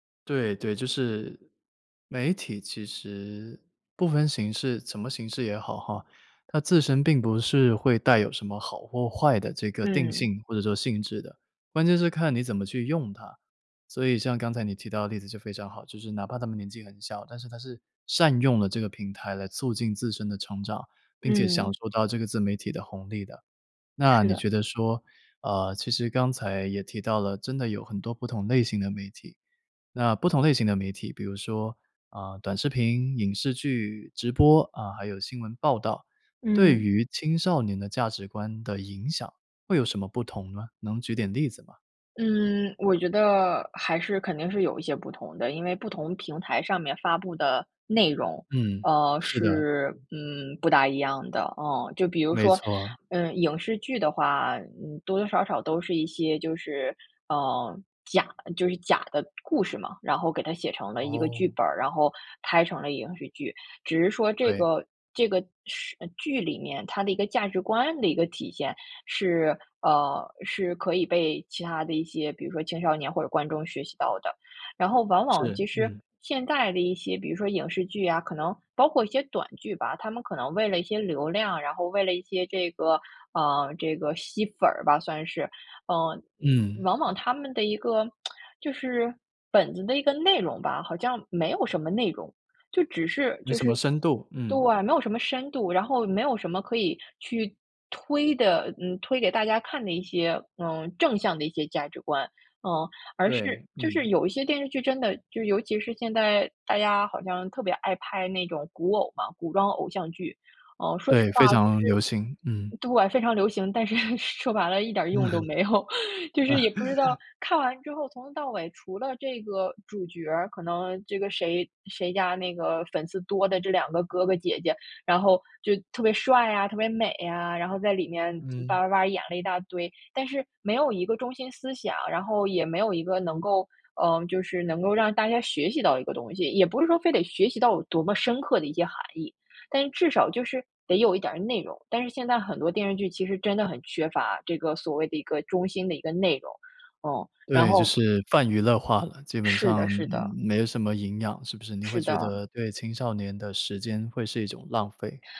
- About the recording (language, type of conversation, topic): Chinese, podcast, 青少年从媒体中学到的价值观可靠吗？
- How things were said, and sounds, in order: tsk; other background noise; laughing while speaking: "但是说白了一点用都没有，就是也不知道"; laugh; stressed: "深刻"; stressed: "至少"